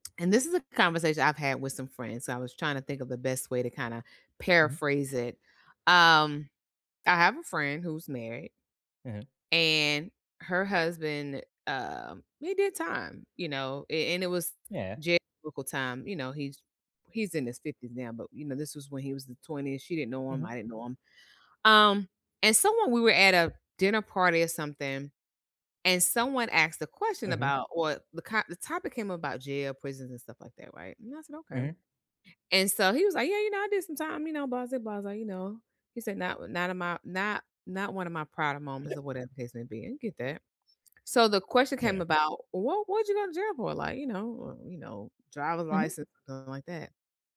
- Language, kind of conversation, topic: English, unstructured, Is it fair to judge someone by their past mistakes?
- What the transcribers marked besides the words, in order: other background noise; tapping; unintelligible speech; door